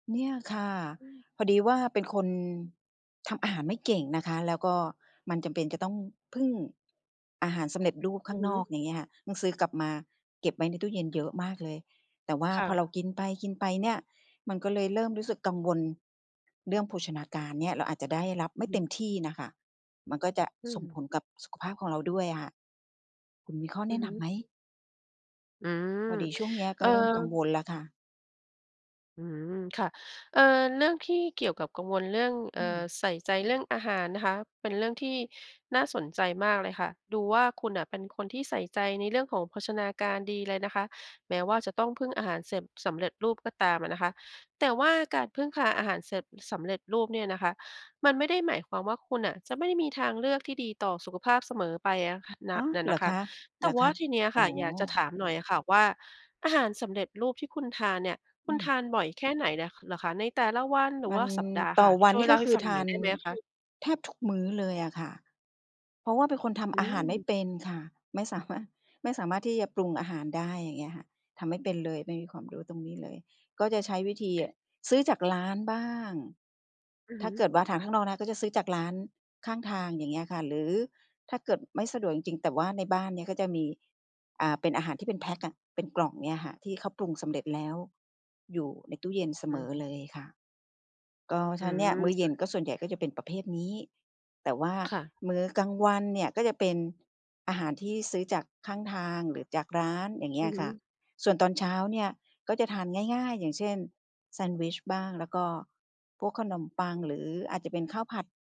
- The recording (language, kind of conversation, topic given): Thai, advice, ไม่ถนัดทำอาหารเลยต้องพึ่งอาหารสำเร็จรูปบ่อยๆ จะเลือกกินอย่างไรให้ได้โภชนาการที่เหมาะสม?
- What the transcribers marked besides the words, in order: other background noise